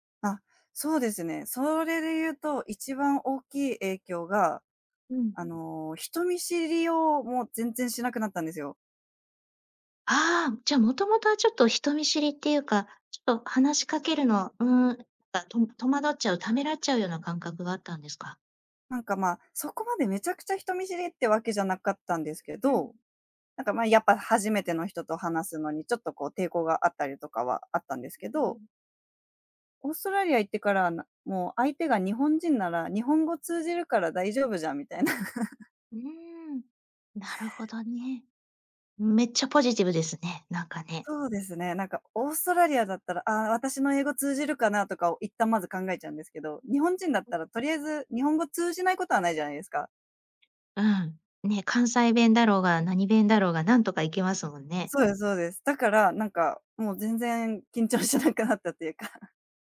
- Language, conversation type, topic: Japanese, podcast, 人生で一番の挑戦は何でしたか？
- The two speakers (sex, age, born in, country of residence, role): female, 30-34, Japan, Japan, guest; female, 45-49, Japan, Japan, host
- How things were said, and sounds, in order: chuckle; other background noise; laughing while speaking: "しなくなったというか"; laugh